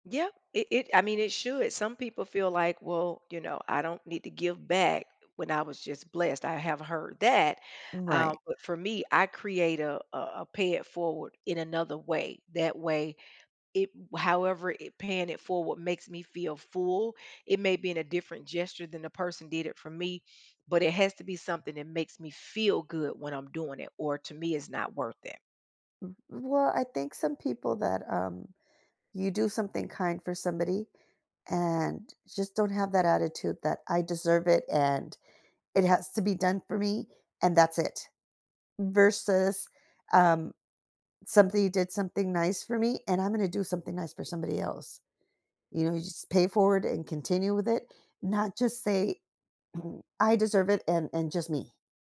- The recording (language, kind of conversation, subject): English, unstructured, How do small acts of kindness impact your day-to-day life?
- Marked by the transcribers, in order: tapping; throat clearing